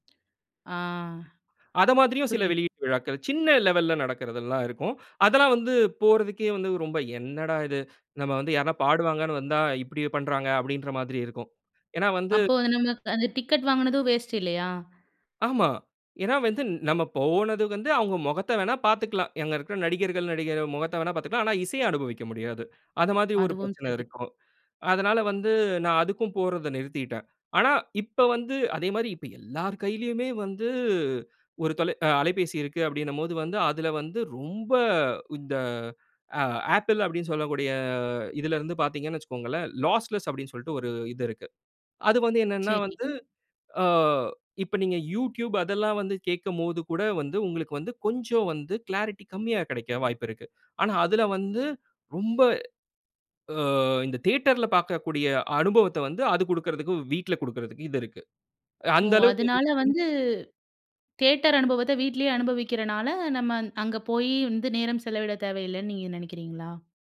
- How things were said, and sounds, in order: other noise; other background noise; inhale; inhale; "வந்து" said as "வெந்தின்"; in English: "லாஸ்லெஸ்"; unintelligible speech
- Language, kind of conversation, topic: Tamil, podcast, தொழில்நுட்பம் உங்கள் இசை ஆர்வத்தை எவ்வாறு மாற்றியுள்ளது?